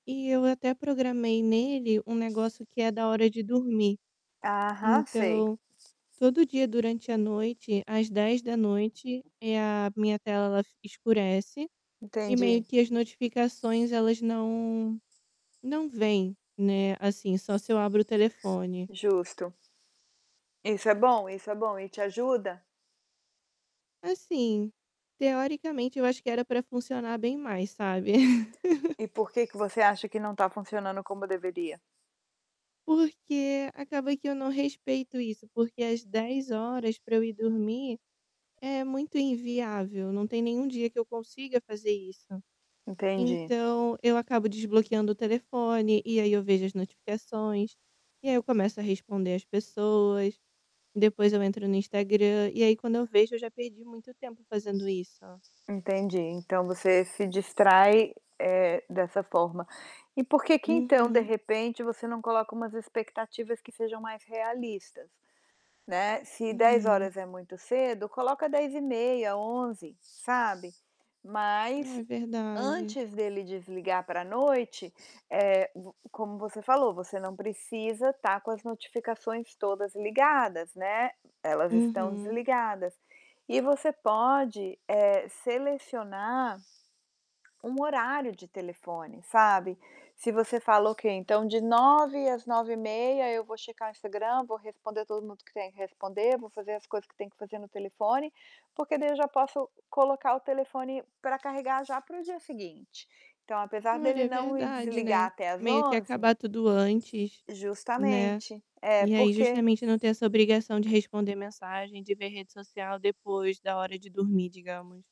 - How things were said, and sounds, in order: tapping; static; distorted speech; other background noise; laugh
- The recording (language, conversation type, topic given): Portuguese, advice, Como posso evitar distrações em casa para realmente aproveitar filmes, música e livros?